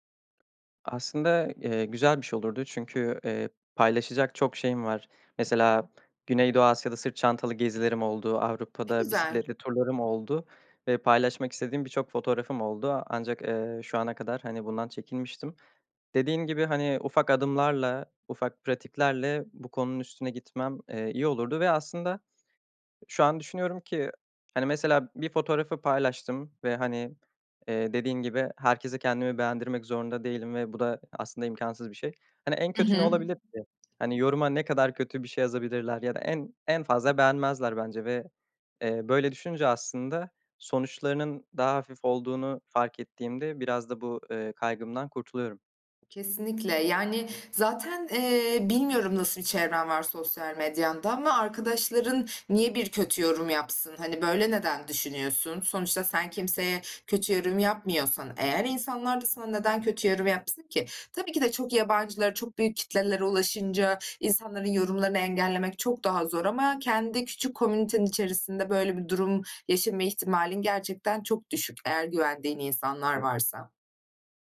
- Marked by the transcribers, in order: other background noise
- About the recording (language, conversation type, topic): Turkish, advice, Sosyal medyada gerçek benliğinizi neden saklıyorsunuz?